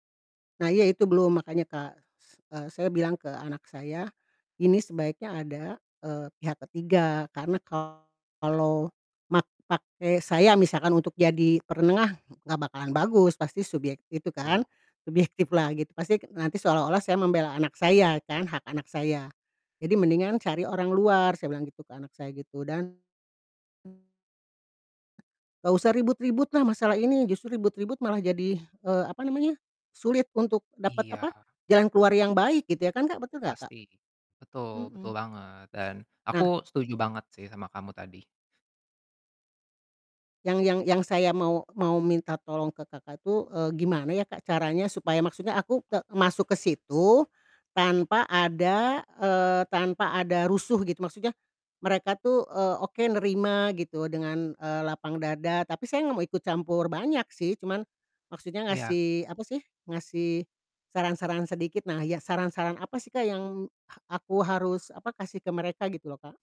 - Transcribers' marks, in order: distorted speech; "penengah" said as "perenengah"; "pasti" said as "pastik"; tapping
- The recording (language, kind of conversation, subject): Indonesian, advice, Bagaimana cara menyelesaikan konflik pembagian warisan antara saudara secara adil dan tetap menjaga hubungan keluarga?